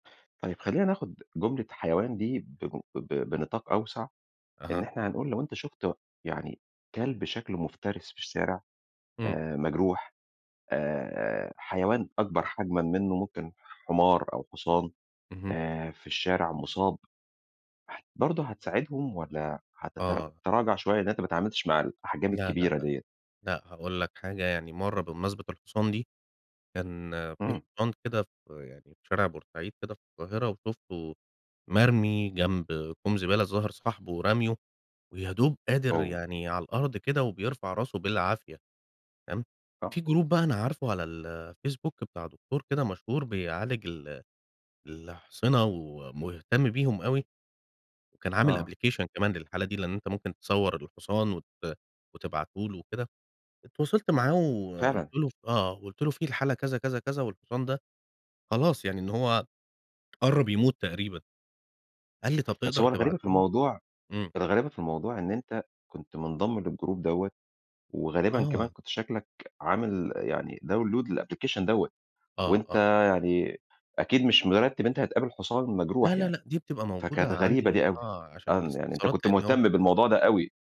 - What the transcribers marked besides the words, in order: "الشارع" said as "السارع"; in English: "جروب"; in English: "application"; in English: "للجروب"; in English: "داون لود للapplication"
- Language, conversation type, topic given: Arabic, podcast, إيه اللي بتعمله لو لقيت حيوان مصاب في الطريق؟